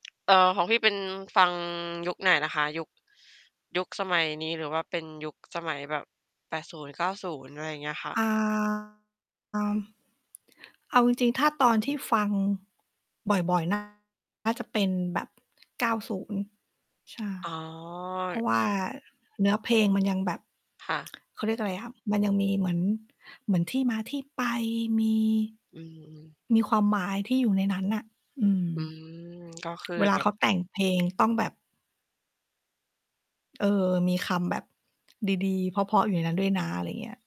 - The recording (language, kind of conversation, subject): Thai, unstructured, ทำไมบางเพลงถึงติดหูและทำให้เราฟังซ้ำได้ไม่เบื่อ?
- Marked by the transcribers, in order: static; tapping; other background noise; distorted speech